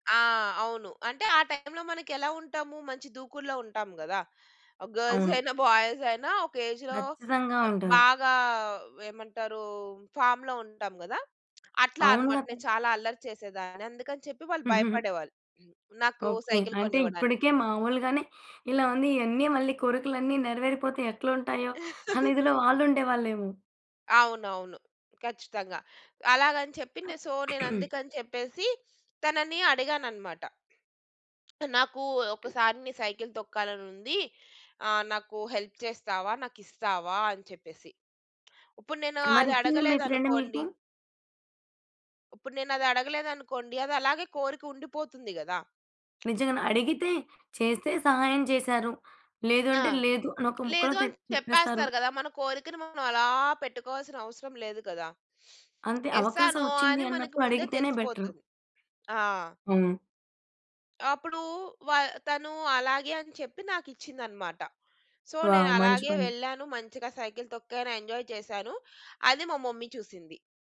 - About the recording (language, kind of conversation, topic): Telugu, podcast, సహాయం అవసరమైనప్పుడు మీరు ఎలా అడుగుతారు?
- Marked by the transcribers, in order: in English: "గర్ల్స్"; in English: "బాయ్స్"; in English: "ఏజ్‌లో"; in English: "ఫార్మ్‌లో"; giggle; in English: "సైకిల్"; chuckle; other background noise; throat clearing; in English: "సో"; tapping; in English: "హెల్ప్"; lip smack; in English: "ఫ్రెండ్"; in English: "ఎస్"; in English: "నో"; in English: "సో"; in English: "వావ్!"; in English: "ఎంజాయ్"; in English: "మమ్మీ"